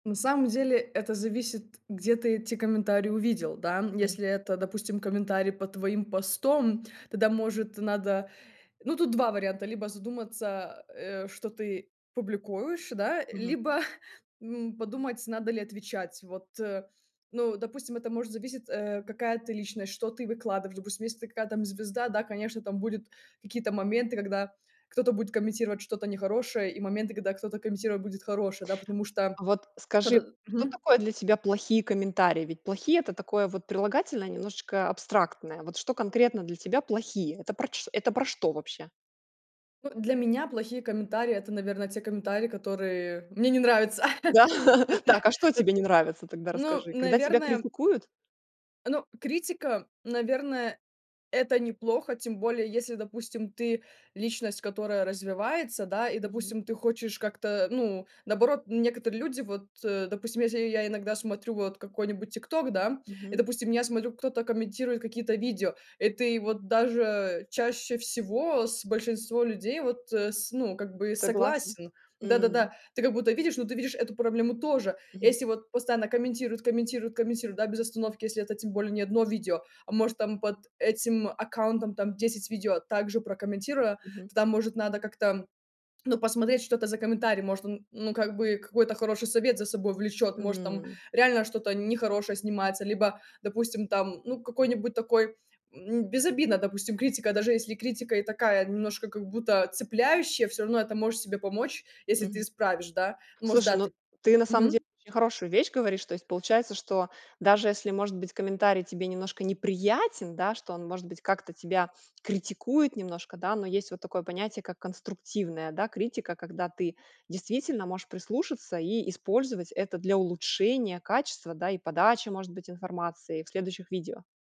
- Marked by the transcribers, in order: chuckle; chuckle; laughing while speaking: "Это"; tapping
- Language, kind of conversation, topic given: Russian, podcast, Что делать с негативными комментариями в интернете?